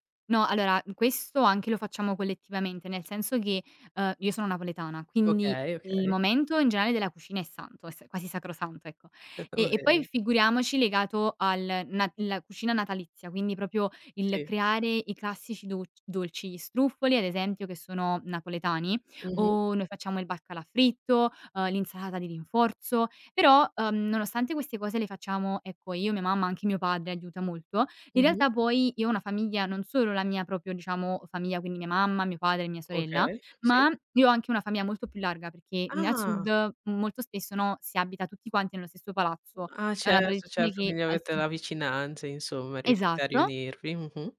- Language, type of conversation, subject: Italian, podcast, Qual è una tradizione di famiglia a cui sei particolarmente affezionato?
- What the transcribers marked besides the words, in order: "proprio" said as "propio"; "baccalà" said as "balcalà"; "proprio" said as "propio"; "famiglia" said as "famia"; other background noise; "adesso" said as "aesso"